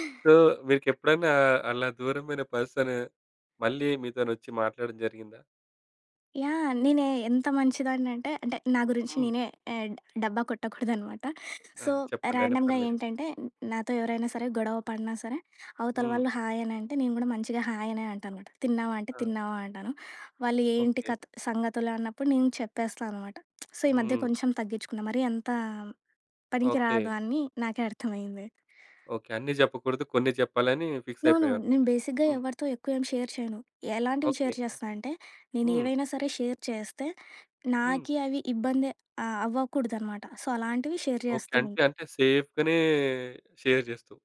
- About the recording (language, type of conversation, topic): Telugu, podcast, ఒంటరిగా పాటలు విన్నప్పుడు నీకు ఎలాంటి భావన కలుగుతుంది?
- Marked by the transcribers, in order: in English: "సో"; in English: "సో, ర్యాండమ్‌గా"; other noise; lip smack; in English: "సో"; in English: "ఫిక్స్"; in English: "నో, నో"; in English: "బేసిక్‌గా"; in English: "షేర్"; in English: "షేర్"; in English: "షేర్"; in English: "సో"; in English: "షేర్"; in English: "సేఫ్ గనే షేర్"